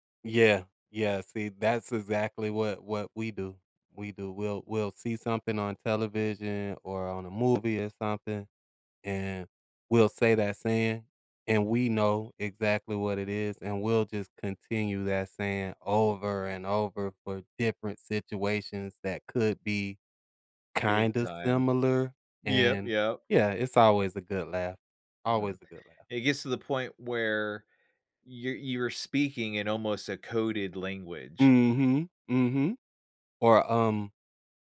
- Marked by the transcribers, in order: other background noise
- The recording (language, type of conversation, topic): English, unstructured, What’s a funny or odd habit you picked up from a partner or friend that stuck with you?